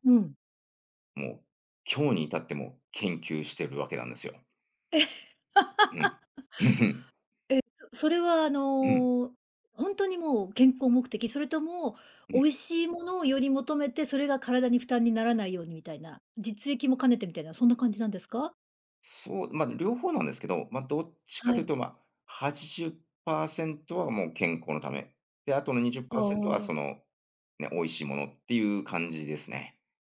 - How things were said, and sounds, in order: laugh; laughing while speaking: "うん うん"; other background noise
- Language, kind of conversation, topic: Japanese, podcast, 食文化に関して、特に印象に残っている体験は何ですか?